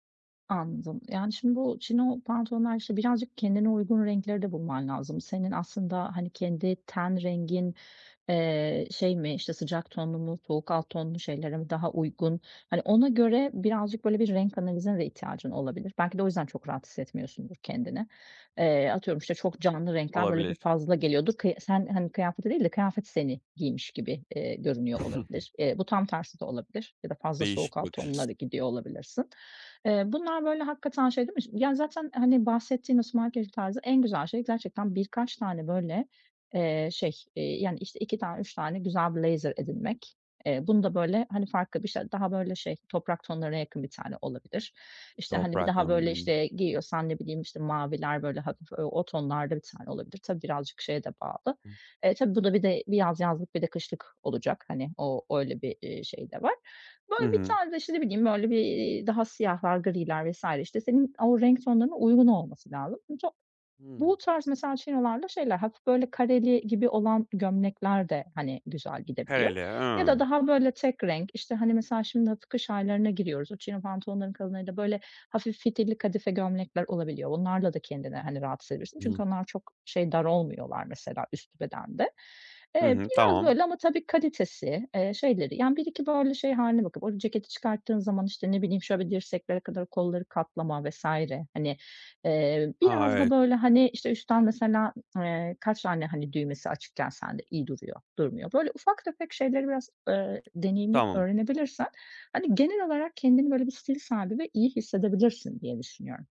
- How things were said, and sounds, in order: in English: "chino"; tapping; chuckle; other background noise; in English: "smart casual"; in English: "chinolarda"; in English: "chino"
- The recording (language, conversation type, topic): Turkish, advice, Alışverişte karar vermakta neden zorlanıyorum?